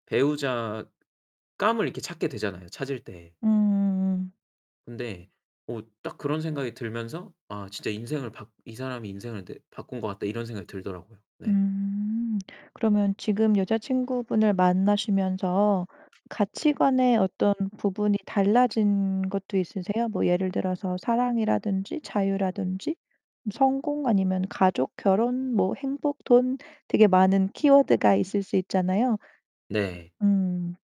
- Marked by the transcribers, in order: tapping; distorted speech; other background noise
- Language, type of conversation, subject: Korean, podcast, 우연히 만난 사람이 당신의 인생을 바꾼 적이 있나요?